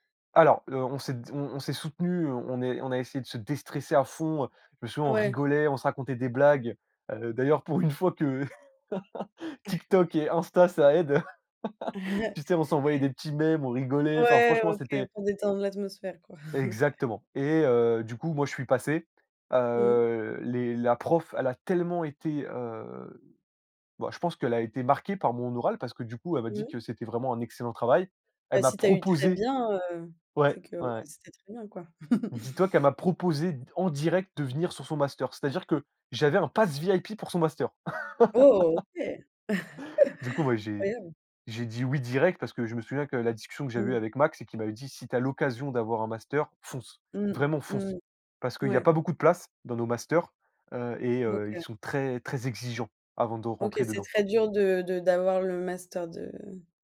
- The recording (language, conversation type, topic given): French, podcast, Peux-tu me parler d’une rencontre qui a fait basculer ton parcours ?
- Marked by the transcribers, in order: chuckle; laugh; chuckle; chuckle; drawn out: "heu"; chuckle; laugh; chuckle